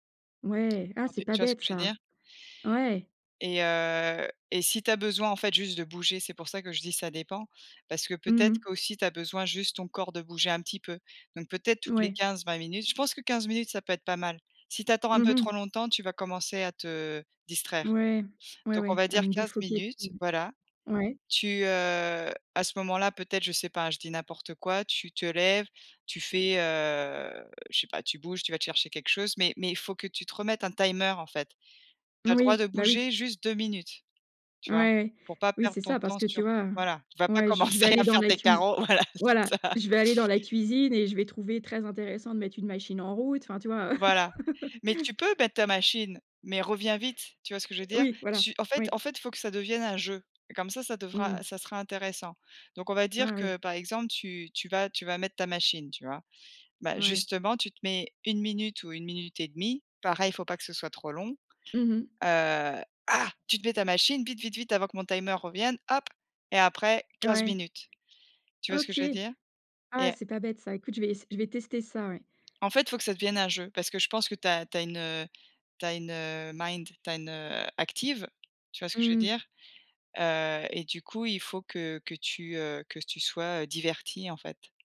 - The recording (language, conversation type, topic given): French, advice, Comment décririez-vous votre tendance au multitâche inefficace et votre perte de concentration ?
- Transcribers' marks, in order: in English: "timer"; laughing while speaking: "commencer à faire tes carreaux, voilà, c'est ça"; laugh; other noise; stressed: "ah"; in English: "timer"; tapping; put-on voice: "mind"